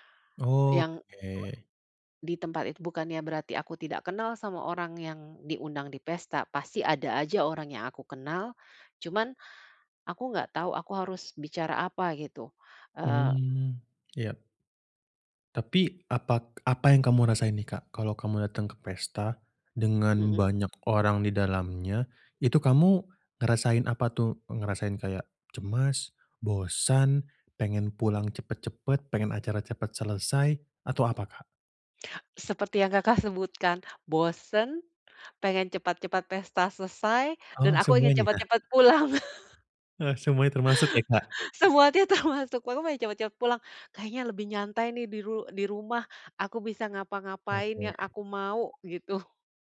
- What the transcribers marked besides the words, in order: other background noise; tapping; laughing while speaking: "pulang"; chuckle; laughing while speaking: "Eh"; laughing while speaking: "Semua ti termasuk"; unintelligible speech; laughing while speaking: "gitu"
- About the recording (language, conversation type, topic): Indonesian, advice, Bagaimana caranya agar saya merasa nyaman saat berada di pesta?